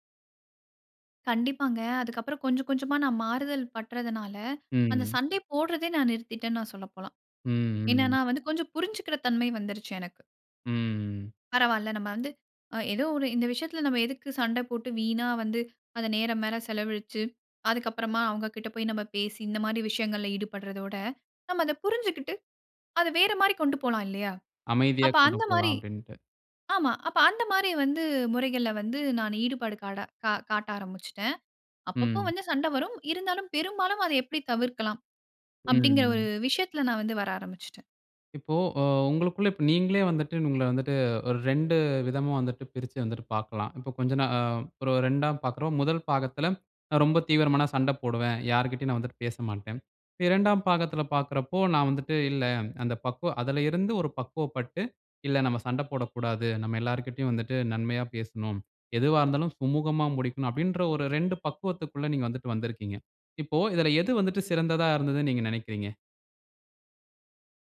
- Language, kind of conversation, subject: Tamil, podcast, தீவிரமான சண்டைக்குப் பிறகு உரையாடலை எப்படி தொடங்குவீர்கள்?
- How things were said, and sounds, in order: "போடுறதே" said as "போட்றதே"; drawn out: "ம்"; horn